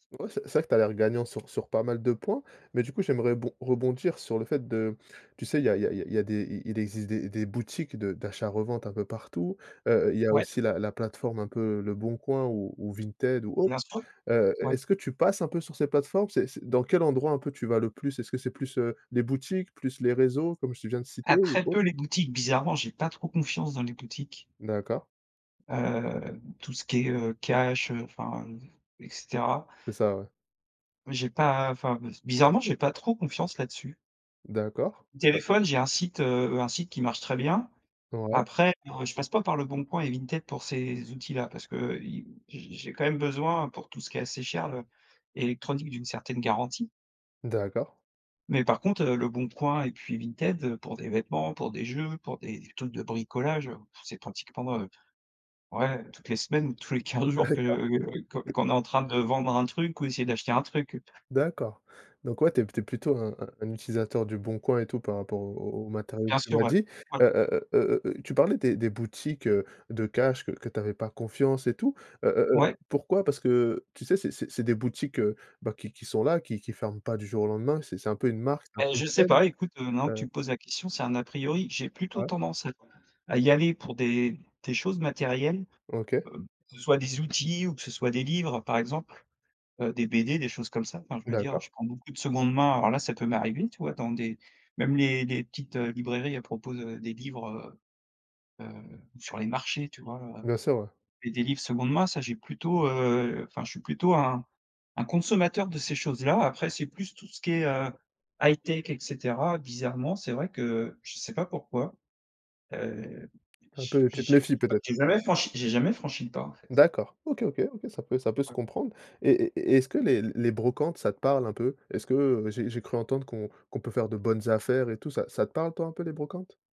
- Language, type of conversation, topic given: French, podcast, Préfères-tu acheter neuf ou d’occasion, et pourquoi ?
- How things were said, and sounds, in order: other background noise; unintelligible speech; laughing while speaking: "tous les quinze jours que"; laughing while speaking: "Ah d'accord"; tapping; stressed: "marchés"